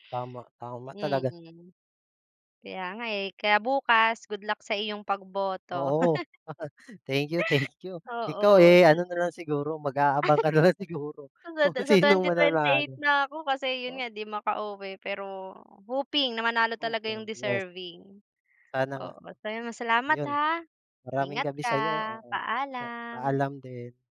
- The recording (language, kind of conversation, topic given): Filipino, unstructured, Paano makakatulong ang mga kabataan sa pagbabago ng pamahalaan?
- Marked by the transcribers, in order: chuckle; chuckle; laughing while speaking: "nalang"; laughing while speaking: "sinong"; dog barking